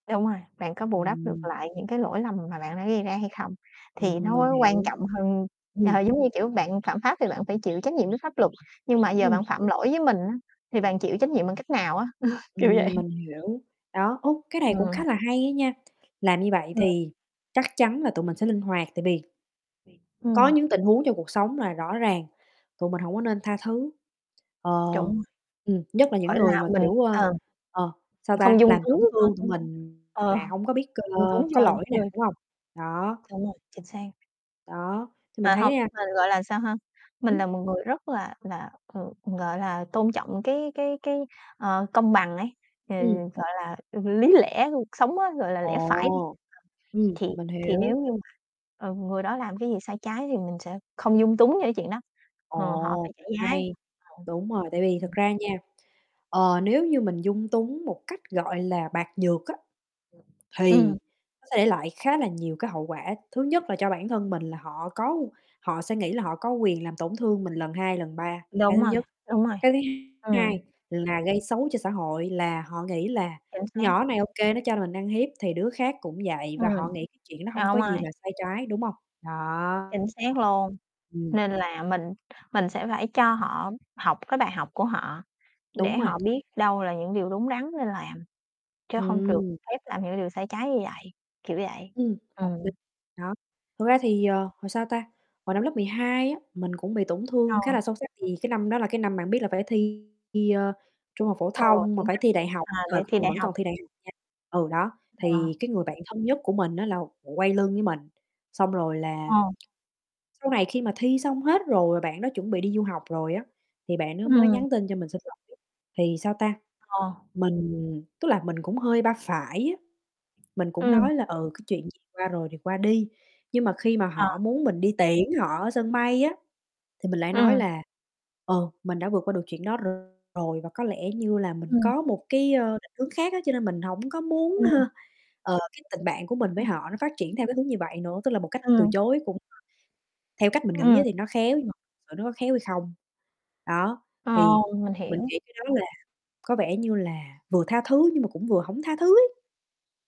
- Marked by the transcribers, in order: mechanical hum; other background noise; laughing while speaking: "ờ"; chuckle; laughing while speaking: "Kiểu vậy"; distorted speech; static; tapping; unintelligible speech; laughing while speaking: "ờ"; unintelligible speech; other noise; unintelligible speech
- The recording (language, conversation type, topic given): Vietnamese, unstructured, Có nên tha thứ cho người đã làm tổn thương mình không?
- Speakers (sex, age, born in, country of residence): female, 30-34, Vietnam, United States; female, 30-34, Vietnam, Vietnam